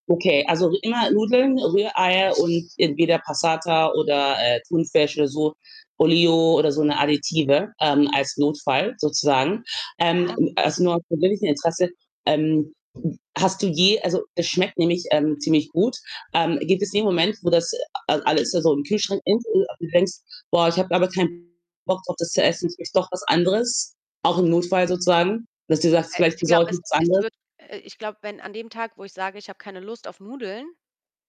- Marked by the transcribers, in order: other background noise; in Italian: "Passata"; in Italian: "Olio"; distorted speech
- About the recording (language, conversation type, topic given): German, podcast, Was ist dein Notfallrezept, wenn der Kühlschrank leer ist?